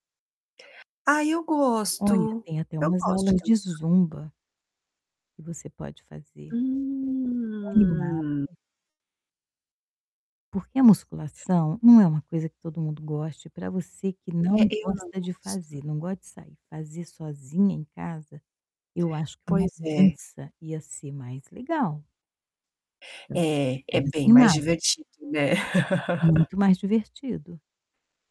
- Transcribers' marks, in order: distorted speech; static; tapping; chuckle
- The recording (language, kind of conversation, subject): Portuguese, advice, Como você tem se esforçado para criar uma rotina diária de autocuidado sustentável?